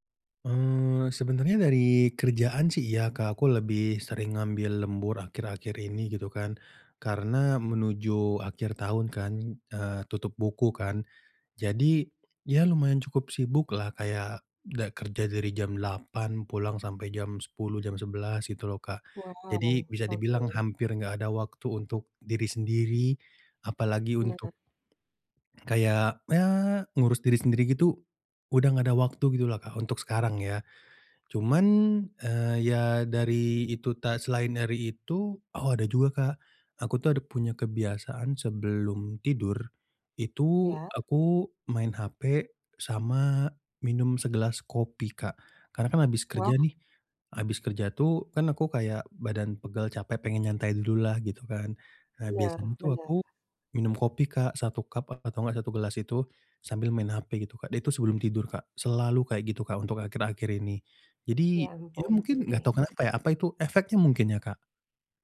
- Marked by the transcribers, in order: tapping; in English: "cup"; "Dan" said as "da"; other background noise
- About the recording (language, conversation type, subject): Indonesian, advice, Mengapa saya sering sulit merasa segar setelah tidur meskipun sudah tidur cukup lama?